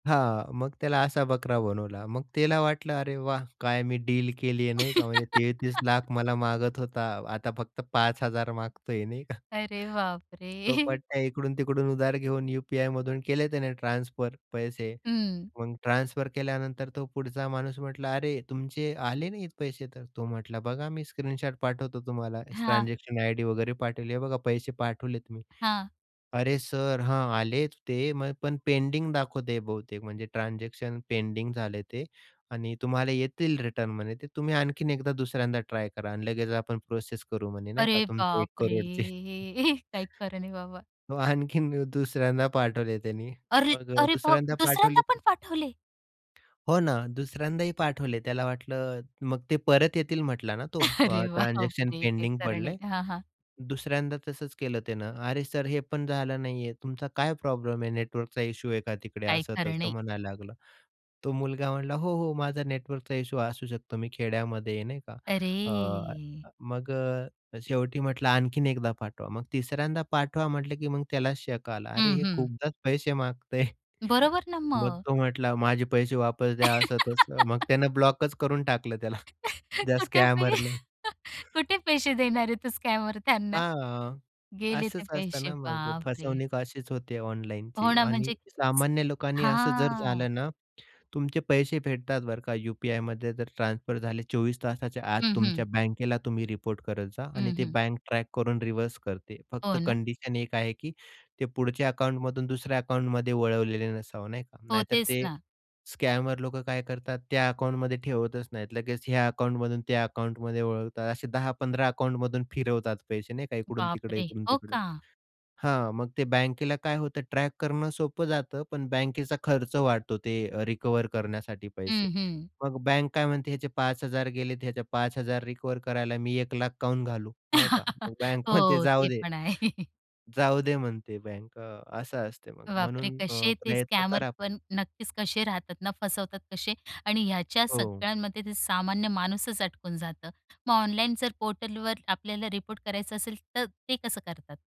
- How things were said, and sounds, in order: other background noise; "त्याला" said as "तेला"; laugh; chuckle; tapping; drawn out: "बापरे!"; chuckle; laughing while speaking: "चे"; surprised: "अरे, अरे बाप दुसऱ्यांदा पण पाठवले?"; stressed: "अरे"; chuckle; laughing while speaking: "अरे बापरे!"; drawn out: "अरे"; laugh; chuckle; laughing while speaking: "कुठे पै कुठे पैसे देणार आहे तो स्कॅमर त्यांना?"; laughing while speaking: "त्याला त्या स्कॅमरनं"; in English: "स्कॅमरनं"; in English: "स्कॅमर"; in English: "रिव्हर्स"; in English: "स्कॅमर"; "का म्हणून" said as "काहून"; chuckle; laughing while speaking: "म्हणते, जाऊ दे"; chuckle; in English: "स्कॅमर"
- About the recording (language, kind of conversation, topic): Marathi, podcast, ऑनलाइन फसवणुकीपासून बचाव करण्यासाठी सामान्य लोकांनी काय करावे?